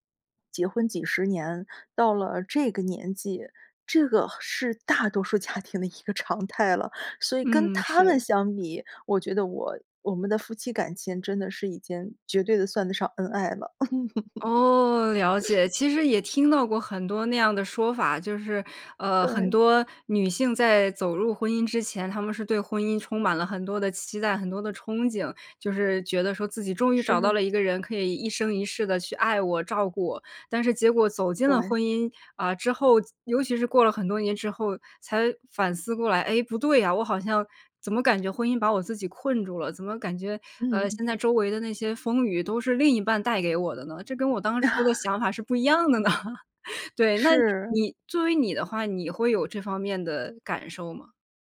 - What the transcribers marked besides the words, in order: laughing while speaking: "大多数家庭的一个常态了"; laugh; other background noise; laugh; chuckle
- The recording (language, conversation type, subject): Chinese, podcast, 维持夫妻感情最关键的因素是什么？